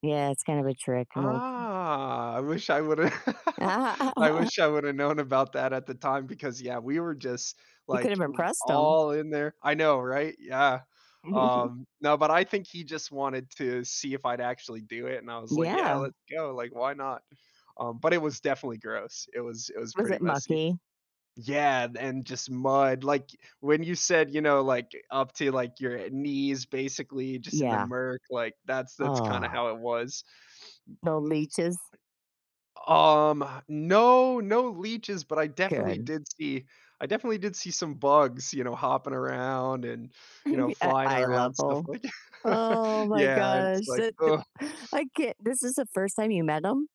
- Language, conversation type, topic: English, unstructured, What hobby do you think is particularly messy or gross?
- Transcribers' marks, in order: drawn out: "Ah"; other noise; laugh; drawn out: "all"; chuckle; other background noise; giggle; anticipating: "Oh my gosh"; laugh